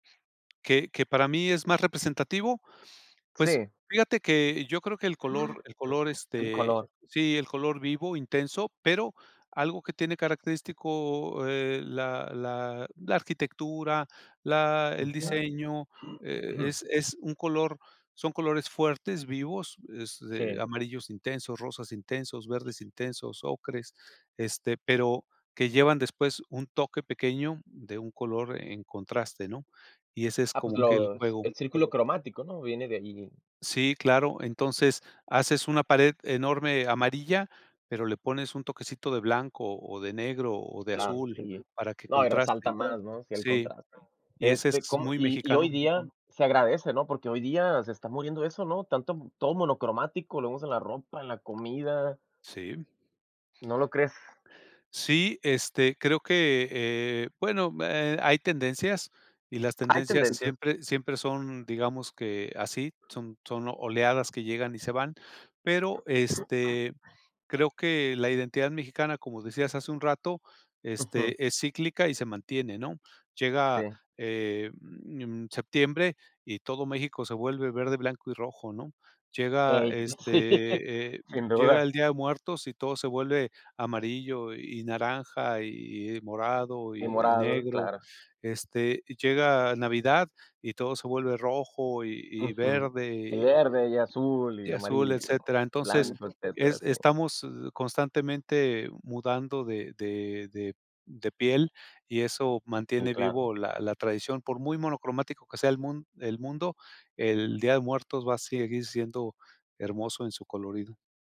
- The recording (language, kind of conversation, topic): Spanish, podcast, ¿Cómo influye tu identidad cultural en lo que creas?
- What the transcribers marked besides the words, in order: other background noise; throat clearing; laughing while speaking: "sí"